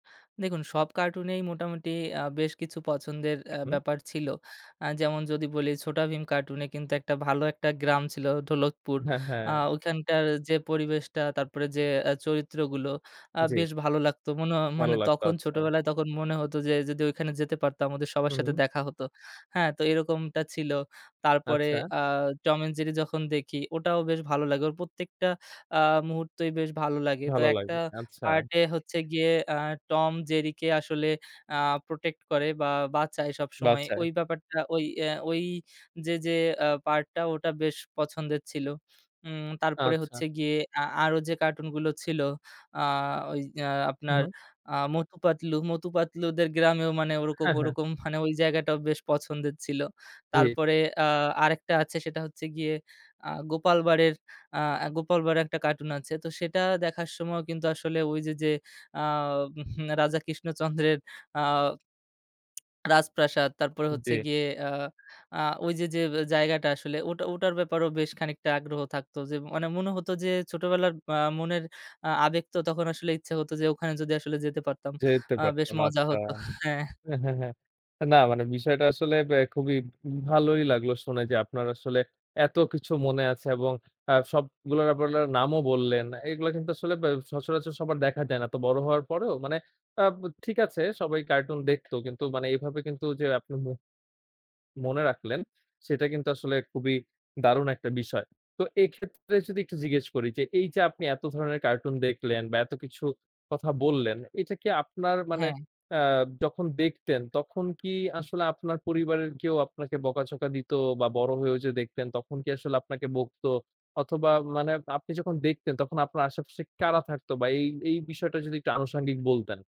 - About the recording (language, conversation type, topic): Bengali, podcast, শৈশবের কার্টুনগুলো আজও তোমার মনে গেঁথে থাকে কেন?
- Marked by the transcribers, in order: tapping; "মটু" said as "মতু"; blowing; chuckle; swallow